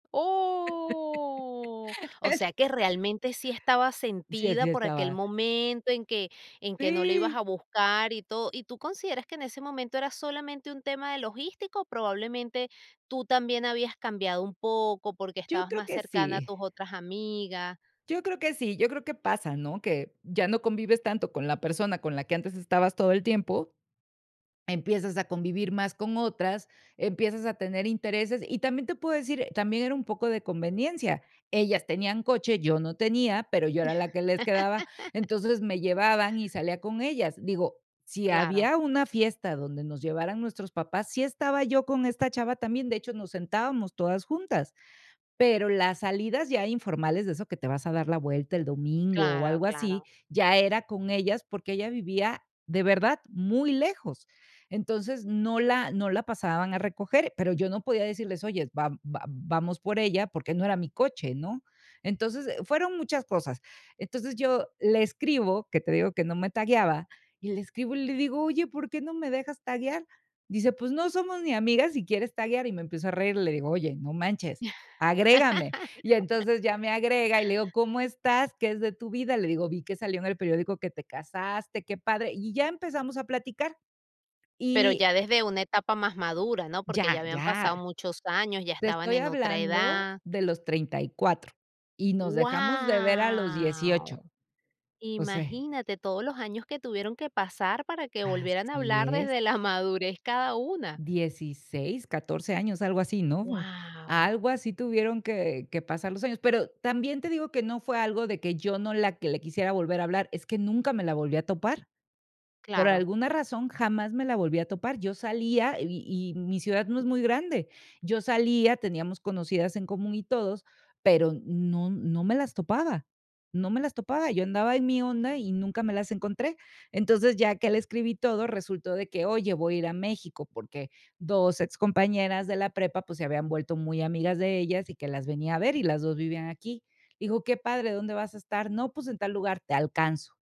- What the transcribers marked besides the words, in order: drawn out: "Oh"; laugh; laugh; other noise; laugh; drawn out: "Guau"; laughing while speaking: "madurez"
- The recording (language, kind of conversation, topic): Spanish, podcast, ¿Cómo reparar una amistad después de un conflicto?